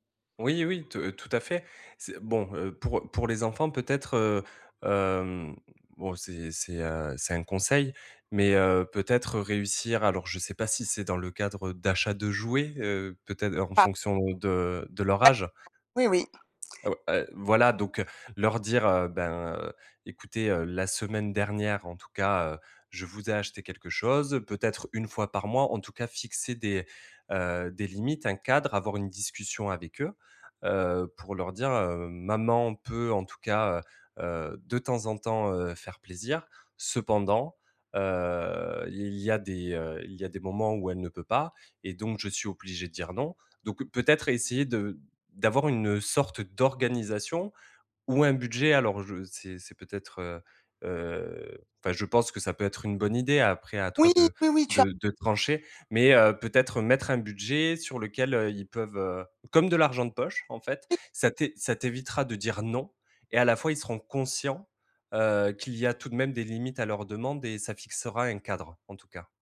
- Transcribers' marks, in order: other background noise; tapping
- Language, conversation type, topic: French, advice, Pourquoi ai-je du mal à dire non aux demandes des autres ?